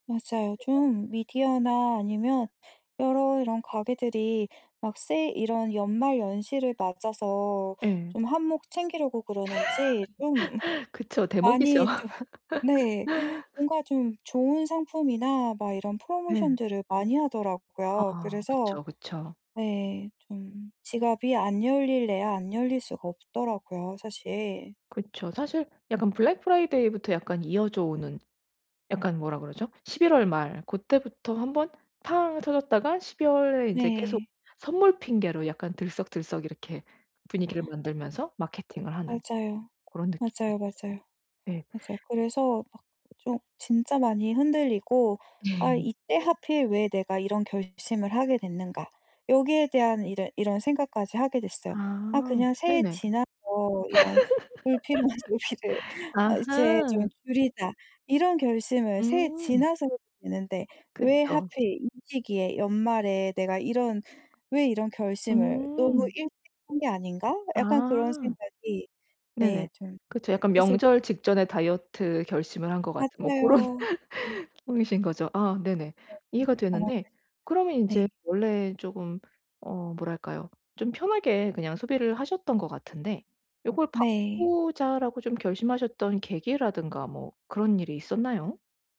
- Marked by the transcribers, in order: laugh; laughing while speaking: "좀"; laugh; gasp; other background noise; laugh; laugh; laughing while speaking: "불필요한 소비를"; "너무" said as "으무"; unintelligible speech; laughing while speaking: "고런"; laugh; unintelligible speech
- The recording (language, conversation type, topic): Korean, advice, 불필요한 소비를 줄이려면 어떤 습관을 바꿔야 할까요?